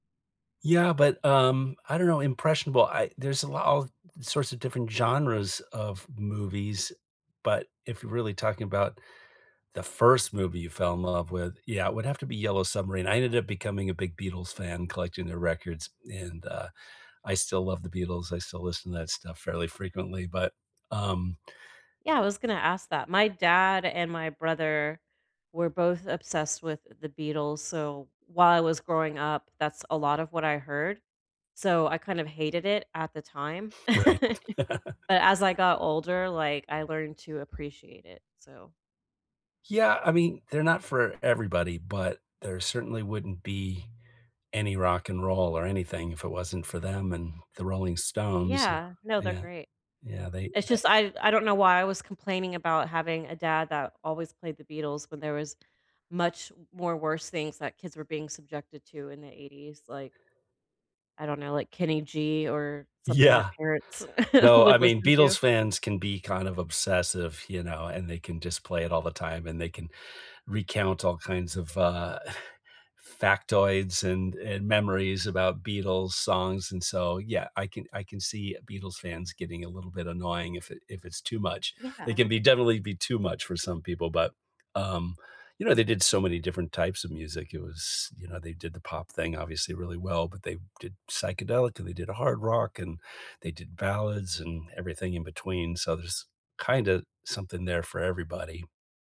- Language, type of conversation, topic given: English, unstructured, What was the first movie you fell in love with, and what memories or feelings still connect you to it?
- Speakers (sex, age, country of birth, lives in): female, 45-49, United States, United States; male, 55-59, United States, United States
- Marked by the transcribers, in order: laugh; other background noise; tapping; laugh